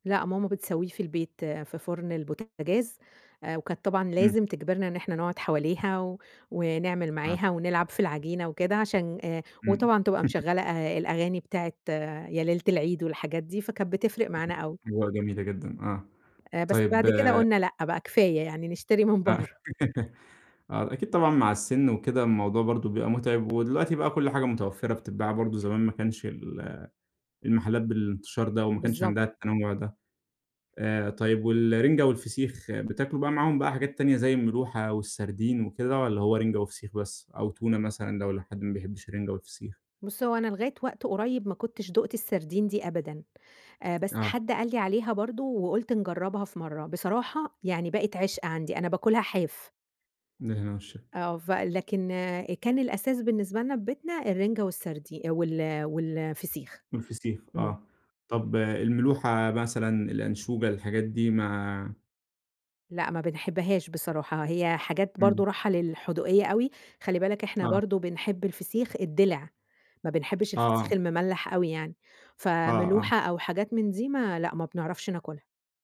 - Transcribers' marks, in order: tapping; chuckle; other background noise; laugh; laughing while speaking: "نشتري من برّه"
- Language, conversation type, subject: Arabic, podcast, إيه أكتر ذكرى ليك مرتبطة بأكلة بتحبها؟